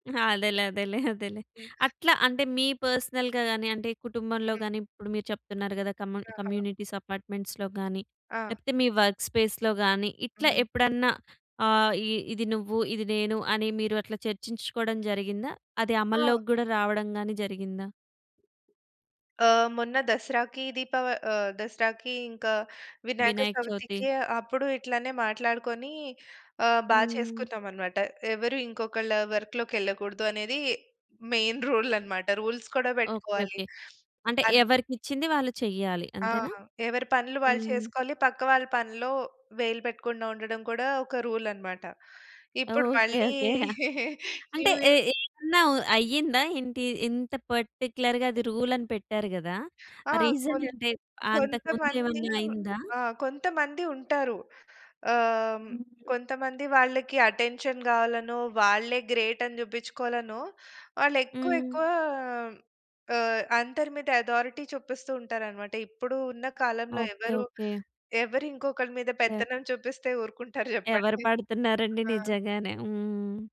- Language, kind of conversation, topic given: Telugu, podcast, అందరూ కలిసి పనులను కేటాయించుకోవడానికి మీరు ఎలా చర్చిస్తారు?
- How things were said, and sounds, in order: laughing while speaking: "అదేలే. అదేలే. అదేలే"; in English: "పర్సనల్‌గా"; other background noise; in English: "కమ్యూనిటీస్ అపార్ట్‌మెంట్స్‌లొ"; in English: "వర్క్ స్పేస్‌లొ"; in English: "వర్క్‌లోకి"; in English: "మెయిన్ రూల్"; in English: "రూల్స్"; in English: "రూల్"; giggle; in English: "న్యూ యియర్"; in English: "పార్టిక్యులర్‌గా"; in English: "రూల్"; in English: "రీజన్"; in English: "అటెన్షన్"; in English: "గ్రేట్"; in English: "అథారిటీ"